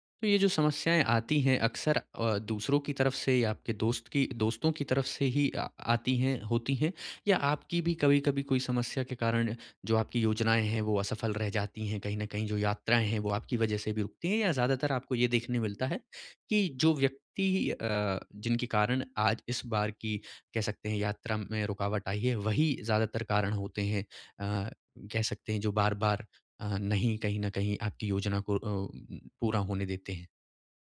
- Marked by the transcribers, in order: none
- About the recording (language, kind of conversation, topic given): Hindi, advice, अचानक यात्रा रुक जाए और योजनाएँ बदलनी पड़ें तो क्या करें?
- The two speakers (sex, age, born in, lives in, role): male, 25-29, India, India, advisor; male, 30-34, India, India, user